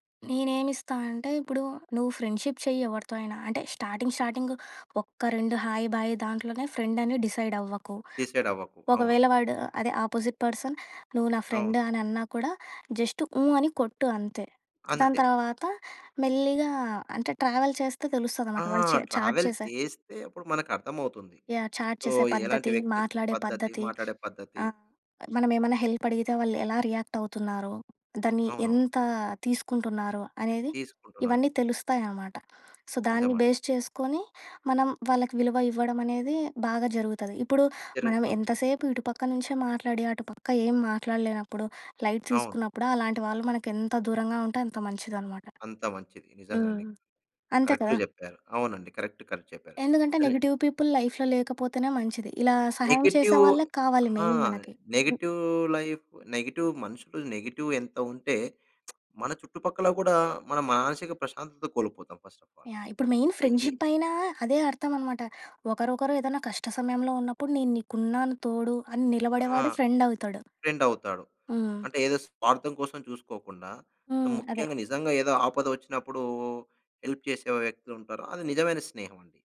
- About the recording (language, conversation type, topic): Telugu, podcast, పరాయి వ్యక్తి చేసిన చిన్న సహాయం మీపై ఎలాంటి ప్రభావం చూపిందో చెప్పగలరా?
- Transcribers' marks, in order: in English: "ఫ్రెండ్షిప్"; in English: "స్టార్టింగ్, స్టార్టింగ్"; in English: "ఫ్రెండ్"; in English: "డిసైడ్"; in English: "డిసైడ్"; tapping; in English: "ఆపోజిట్ పర్సన్"; in English: "ఫ్రెండ్"; in English: "జస్ట్"; in English: "ట్రావెల్"; in English: "ట్రావెల్"; in English: "చాట్"; in English: "సో"; in English: "చాట్"; in English: "హెల్ప్"; in English: "రియాక్ట్"; in English: "సో"; in English: "బేస్"; in English: "లైట్"; in English: "కరెక్ట్‌గా"; other background noise; in English: "కరెక్ట్, కరెక్ట్"; in English: "నెగెటివ్ పీపుల్ లైఫ్‌లో"; in English: "నెగెటివ్"; in English: "నెగెటివ్ లైఫ్, నెగెటివ్"; in English: "మెయిన్"; in English: "నెగెటివ్"; lip smack; in English: "ఫస్ట్ ఆఫ్ ఆల్. సొ"; in English: "మెయిన్ ఫ్రెండ్‍షిప్"; in English: "ఫ్రెండ్"; in English: "ఫ్రెండ్"; in English: "హెల్ప్"